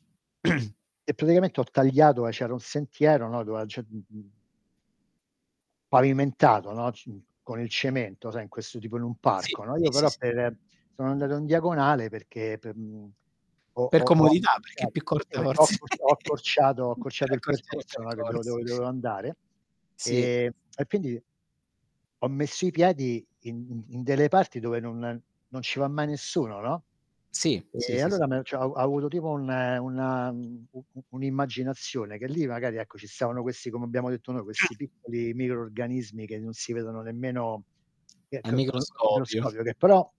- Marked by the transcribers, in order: static; throat clearing; distorted speech; chuckle; other background noise; unintelligible speech; "microrganismi" said as "mirorganismi"
- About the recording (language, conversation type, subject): Italian, unstructured, Quali paesaggi naturali ti hanno ispirato a riflettere sul senso della tua esistenza?
- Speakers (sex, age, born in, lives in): male, 40-44, Italy, Germany; male, 60-64, Italy, United States